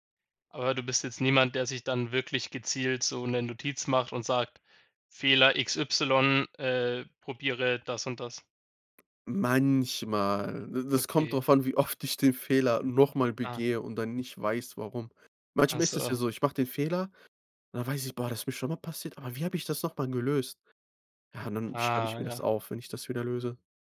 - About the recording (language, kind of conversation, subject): German, podcast, Welche Rolle spielen Fehler in deinem Lernprozess?
- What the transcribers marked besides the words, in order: drawn out: "Manchmal"; drawn out: "Ah"